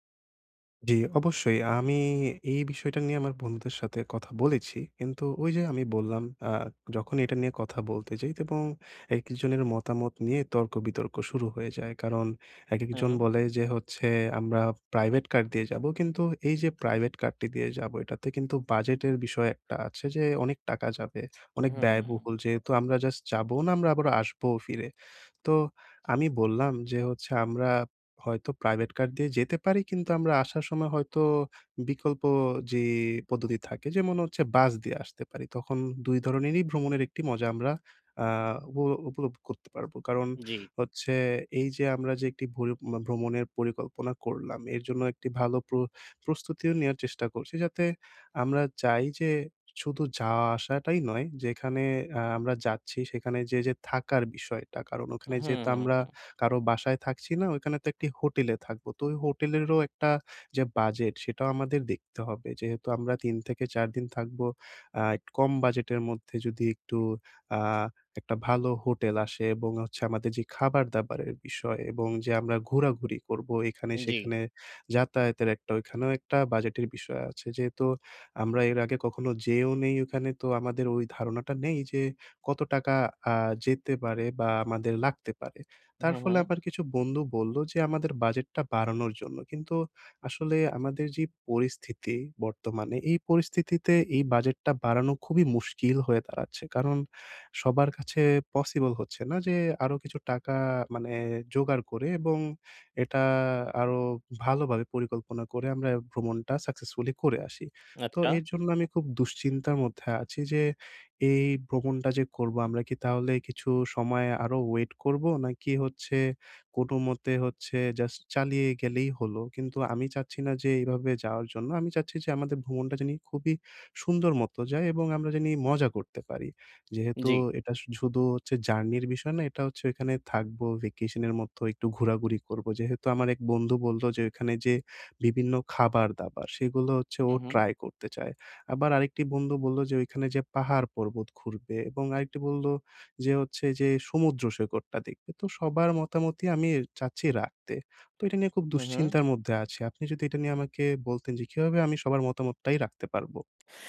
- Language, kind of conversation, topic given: Bengali, advice, ভ্রমণ পরিকল্পনা ও প্রস্তুতি
- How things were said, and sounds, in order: none